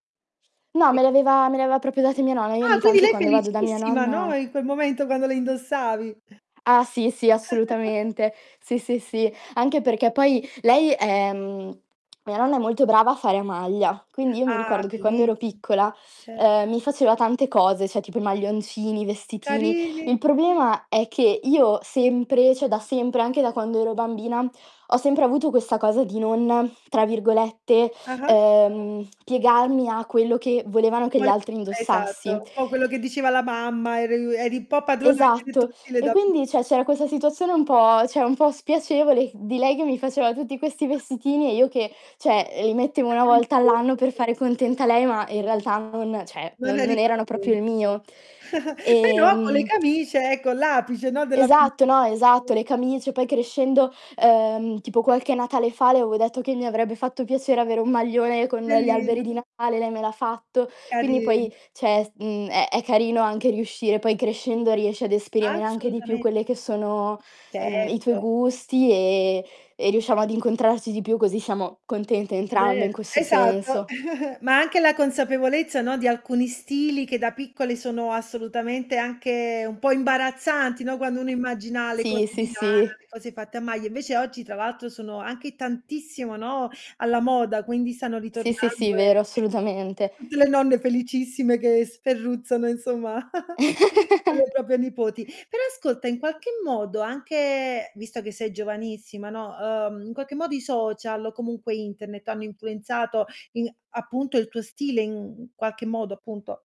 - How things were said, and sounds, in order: distorted speech; giggle; "cioè" said as "ceh"; "cioè" said as "ceh"; "piegarmi" said as "piegalmi"; "cioè" said as "ceh"; unintelligible speech; "cioè" said as "ceh"; "cioè" said as "ceh"; giggle; "proprio" said as "propio"; unintelligible speech; "cioè" said as "ceh"; chuckle; tapping; giggle; "proprie" said as "propie"
- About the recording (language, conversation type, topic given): Italian, podcast, Com’è nato il tuo stile personale?